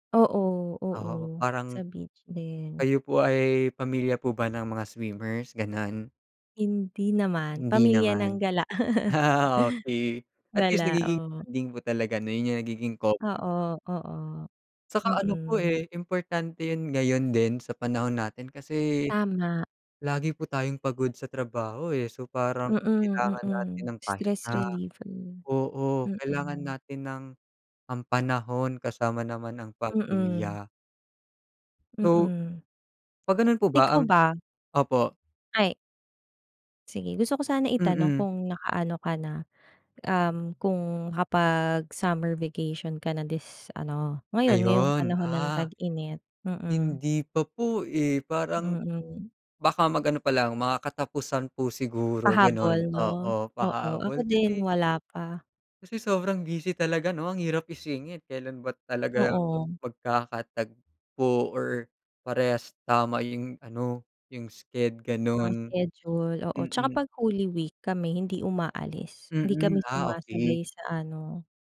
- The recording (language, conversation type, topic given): Filipino, unstructured, Ano ang pinaka-hindi mo malilimutang pakikipagsapalaran kasama ang pamilya?
- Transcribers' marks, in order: laugh; laughing while speaking: "Gala, oo"